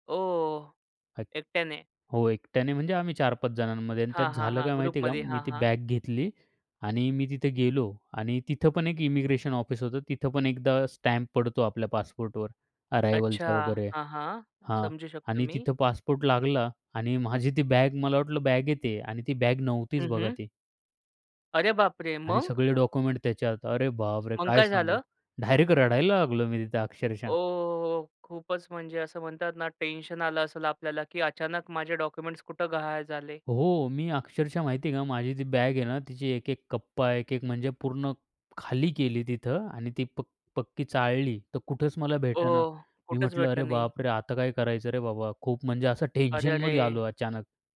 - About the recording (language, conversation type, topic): Marathi, podcast, तुमचा पासपोर्ट किंवा एखादे महत्त्वाचे कागदपत्र कधी हरवले आहे का?
- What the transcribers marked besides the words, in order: in English: "ग्रुपमध्ये"; in English: "इमिग्रेशन"; in English: "अरायव्हलचा"; laughing while speaking: "माझी ती"; surprised: "अरे बापरे! मग?"; surprised: "अरे बापरे!"; laughing while speaking: "टेन्शनमध्ये"